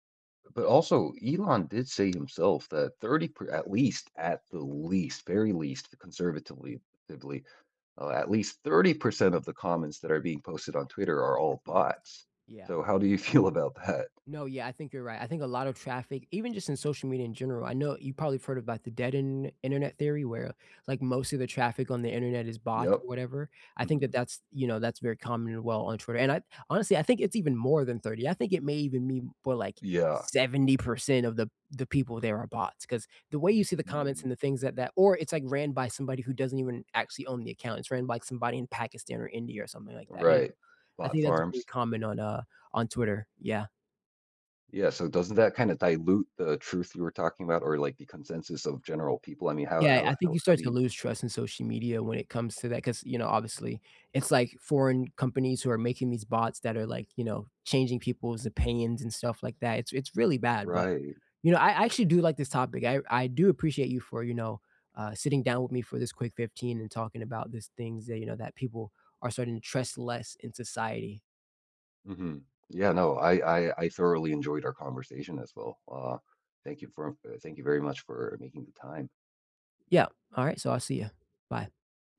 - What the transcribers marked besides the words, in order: tapping; unintelligible speech; laughing while speaking: "feel about that?"; other background noise
- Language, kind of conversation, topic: English, unstructured, Do you think people today trust each other less than they used to?